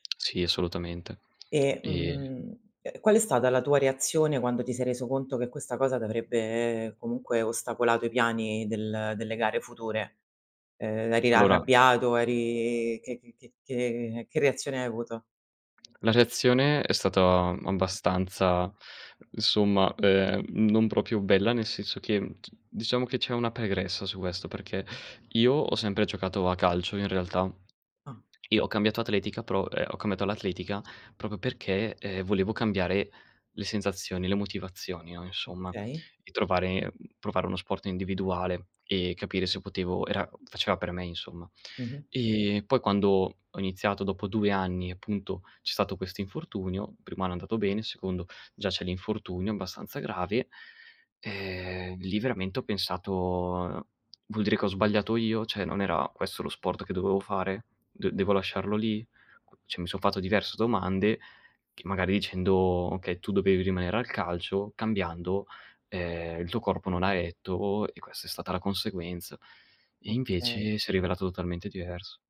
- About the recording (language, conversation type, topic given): Italian, podcast, Raccontami di un fallimento che si è trasformato in un'opportunità?
- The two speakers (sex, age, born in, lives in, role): female, 35-39, Italy, Italy, host; male, 20-24, Italy, Italy, guest
- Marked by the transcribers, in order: "proprio" said as "propio"; "pregressa" said as "pegressa"; other background noise; "proprio" said as "propio"; "Cioè" said as "ceh"; "dovevo" said as "doveo"; "cioè" said as "ceh"